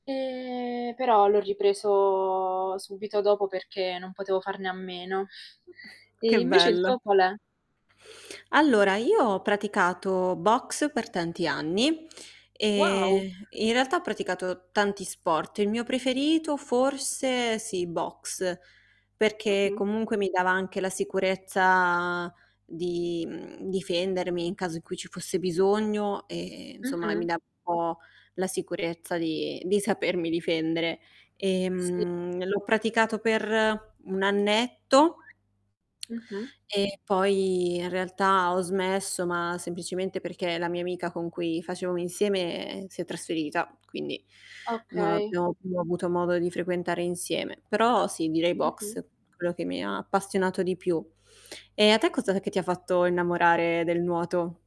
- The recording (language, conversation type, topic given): Italian, unstructured, Qual è il tuo sport preferito e perché ti piace così tanto?
- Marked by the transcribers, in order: static; drawn out: "Ehm"; tapping; drawn out: "ripreso"; other noise; chuckle; distorted speech; other background noise; "insomma" said as "inzomma"